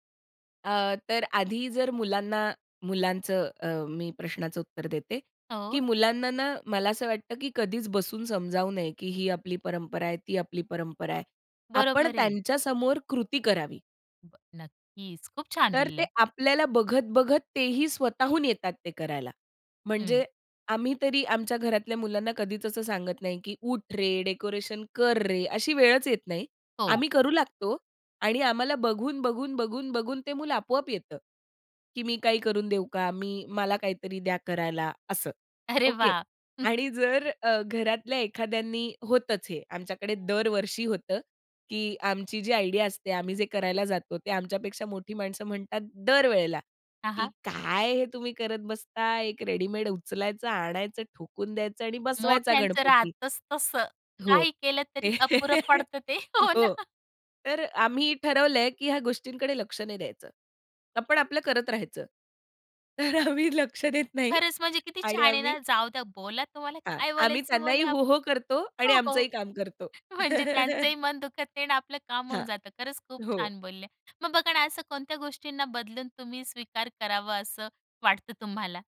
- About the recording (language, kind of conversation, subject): Marathi, podcast, परंपरा जतन करण्यासाठी पुढच्या पिढीला तुम्ही काय सांगाल?
- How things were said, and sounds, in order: unintelligible speech; chuckle; in English: "आयडिया"; laugh; laughing while speaking: "हो ना"; laughing while speaking: "तर आम्ही लक्ष देत नाही आणि आम्ही"; laughing while speaking: "त्यांचंही मन दुखत नाही"; laugh